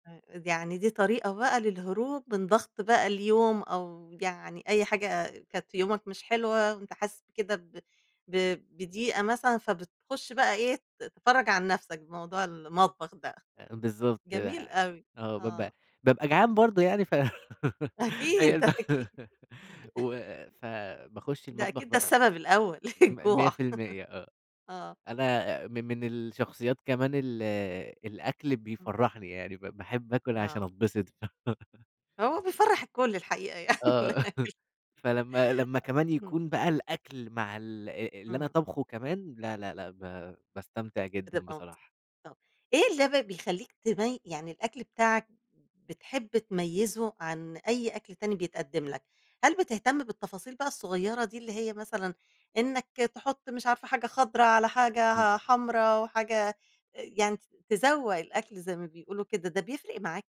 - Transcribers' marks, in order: laughing while speaking: "أكيد، أكيد"; laughing while speaking: "ف هي"; laugh; chuckle; laughing while speaking: "الجوع"; laugh; laugh; laugh; laughing while speaking: "يعني"; unintelligible speech; laugh; other noise; tapping; unintelligible speech
- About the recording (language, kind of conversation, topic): Arabic, podcast, ازاي الطبخ البسيط ممكن يخليك تدخل في حالة فرح؟